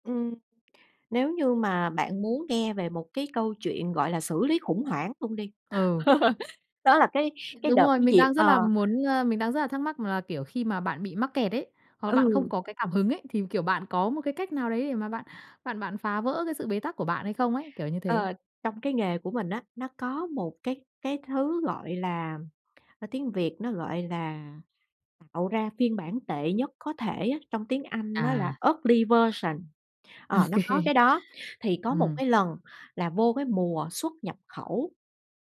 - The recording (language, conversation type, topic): Vietnamese, podcast, Bạn thường tìm cảm hứng sáng tạo từ đâu?
- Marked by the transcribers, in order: laugh; tapping; in English: "ugly version"; laughing while speaking: "Ô kê"